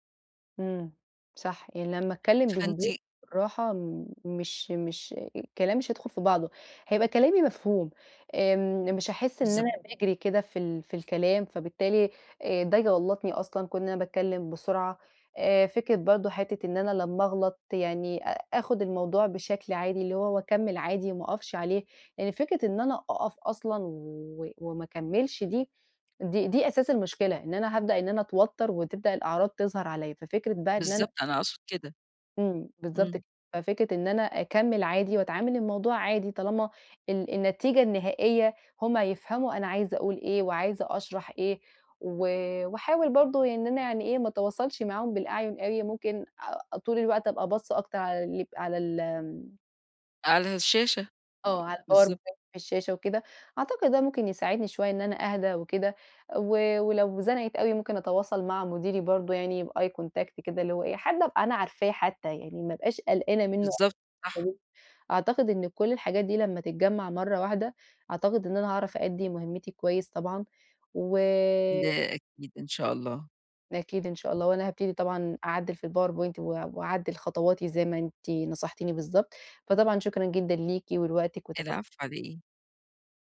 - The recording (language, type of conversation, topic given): Arabic, advice, إزاي أقلّل توتّري قبل ما أتكلم قدّام ناس؟
- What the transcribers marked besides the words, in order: in English: "بeye contact"; unintelligible speech; tapping